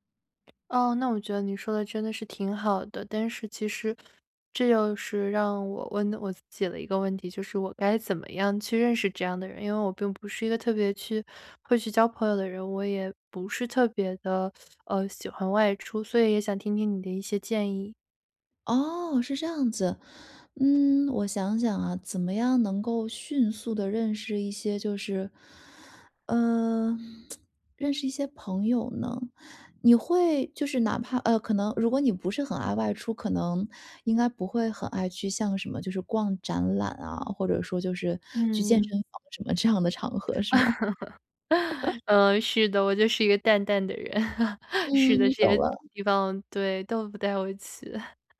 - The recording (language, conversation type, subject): Chinese, advice, 分手后我该如何开始自我修复并实现成长？
- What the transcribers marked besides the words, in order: other background noise; teeth sucking; tsk; laughing while speaking: "这样的"; chuckle; chuckle; chuckle